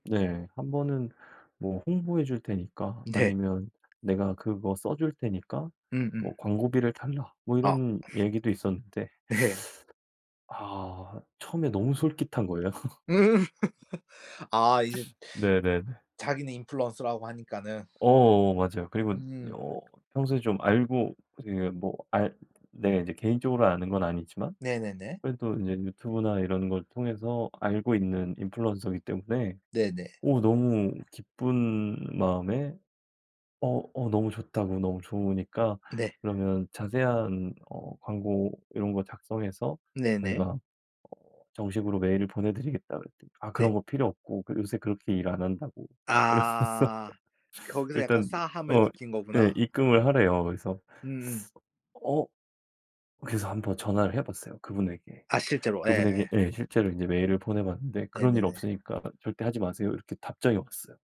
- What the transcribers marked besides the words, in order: tapping; other background noise; laughing while speaking: "네"; teeth sucking; laughing while speaking: "음"; laugh; background speech; laughing while speaking: "이러면서"; teeth sucking
- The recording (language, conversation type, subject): Korean, podcast, SNS에서 대화할 때 주의해야 할 점은 무엇인가요?